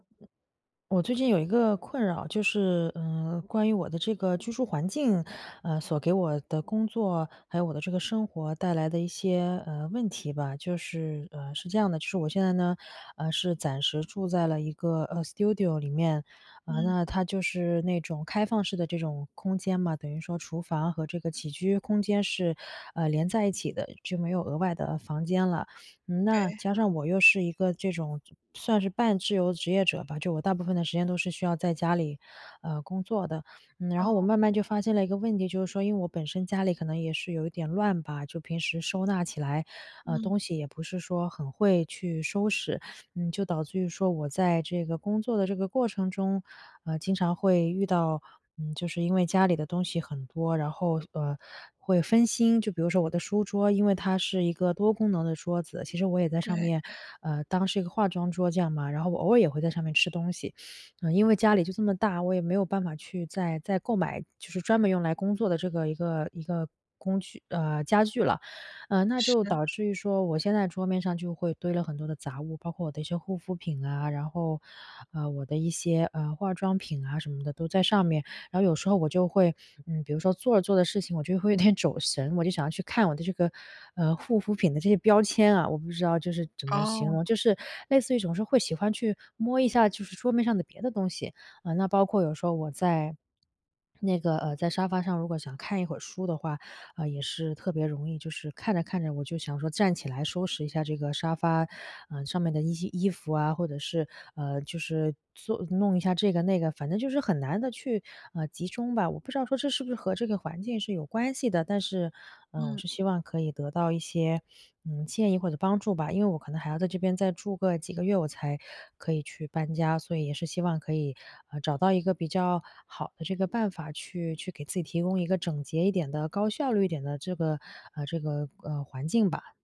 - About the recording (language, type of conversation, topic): Chinese, advice, 我该如何减少空间里的杂乱来提高专注力？
- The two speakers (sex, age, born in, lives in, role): female, 25-29, China, United States, advisor; female, 35-39, China, United States, user
- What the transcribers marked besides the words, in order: other background noise; in English: "studio"; sniff; tapping; sniff; laughing while speaking: "有点"